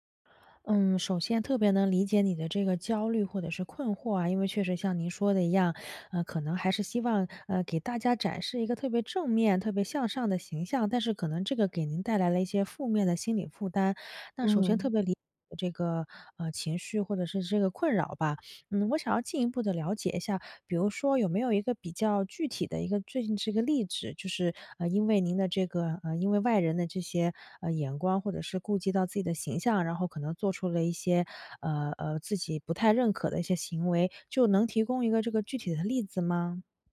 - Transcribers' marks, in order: "例子" said as "例纸"
- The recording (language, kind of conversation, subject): Chinese, advice, 我怎样才能减少内心想法与外在行为之间的冲突？